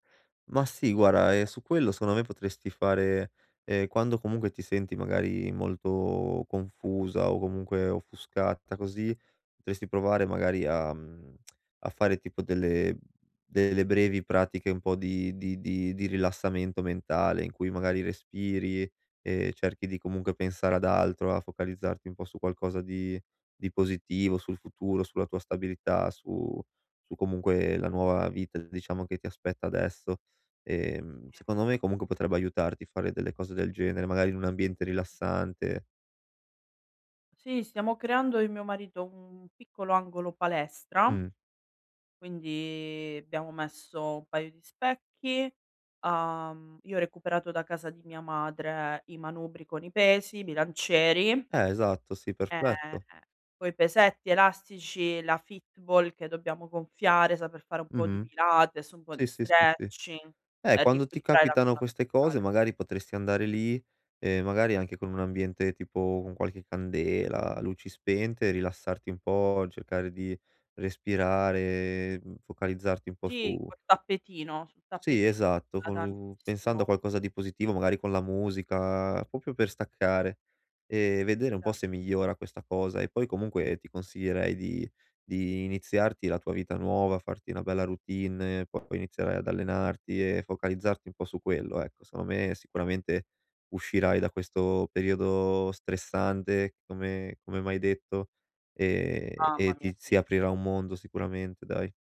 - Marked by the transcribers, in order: "guarda" said as "guara"; other background noise; "secondo" said as "secono"; "offuscata" said as "offuscatta"; tsk; "comunque" said as "comunche"; "abbiamo" said as "bbiamo"; tapping; in English: "fitball"; "proprio" said as "popio"; "una" said as "na"; unintelligible speech; "Secondo" said as "secono"
- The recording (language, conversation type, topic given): Italian, advice, Come posso ridurre la nebbia mentale e ritrovare chiarezza?